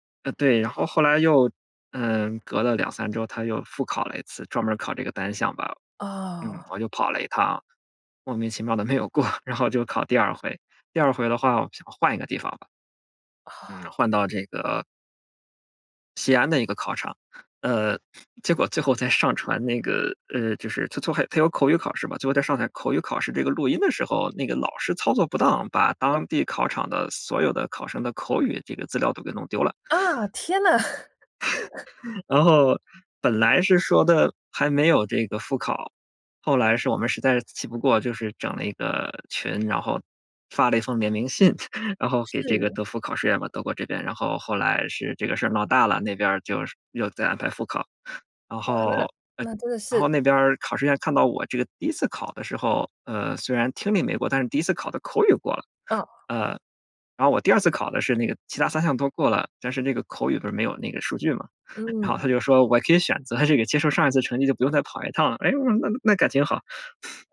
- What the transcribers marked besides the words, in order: laughing while speaking: "没有过"; unintelligible speech; chuckle; laugh; laugh; laughing while speaking: "择"; chuckle
- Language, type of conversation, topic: Chinese, podcast, 你能跟我们讲讲你的学习之路吗？
- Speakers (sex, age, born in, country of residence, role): female, 35-39, China, United States, host; male, 35-39, China, Germany, guest